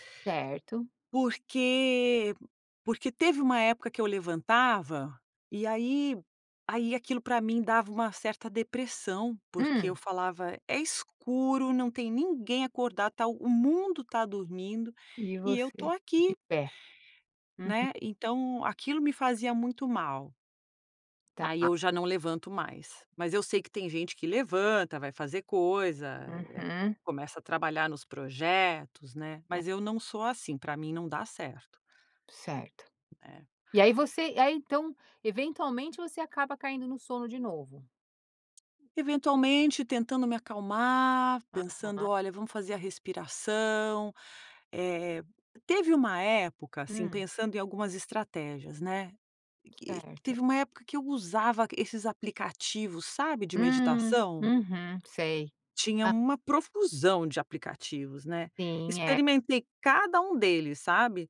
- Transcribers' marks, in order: tapping
- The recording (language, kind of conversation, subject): Portuguese, podcast, O que você costuma fazer quando não consegue dormir?